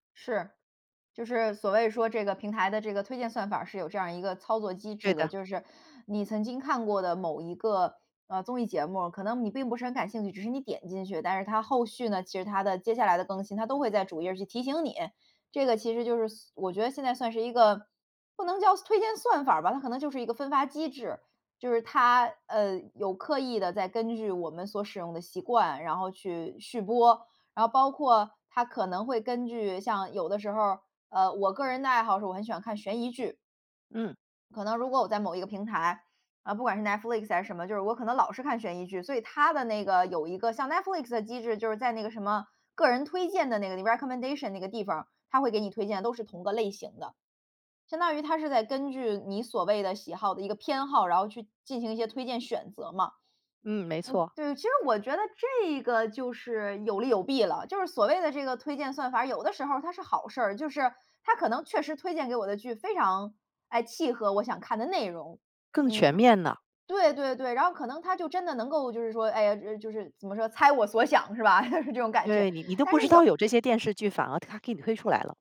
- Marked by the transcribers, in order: in English: "recommendation"; other background noise; chuckle
- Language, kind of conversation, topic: Chinese, podcast, 播放平台的兴起改变了我们的收视习惯吗？